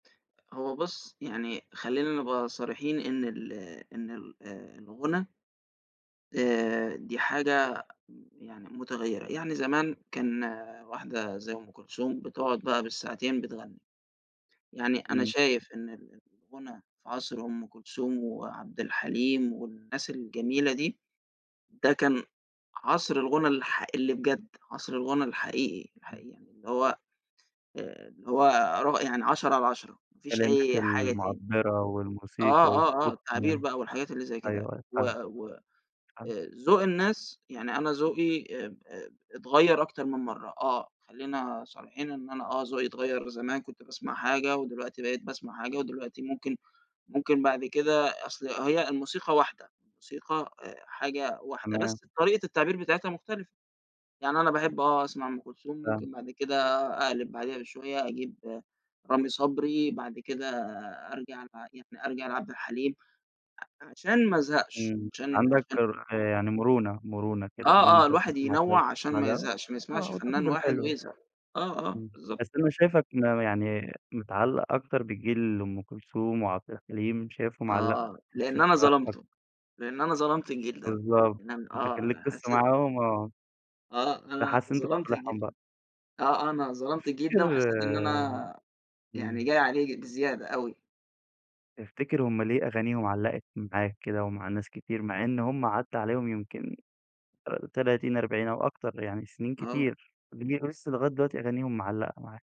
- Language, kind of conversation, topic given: Arabic, podcast, إزاي ذوقك في الموسيقى بيتغيّر مع الوقت؟
- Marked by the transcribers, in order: unintelligible speech; tapping; unintelligible speech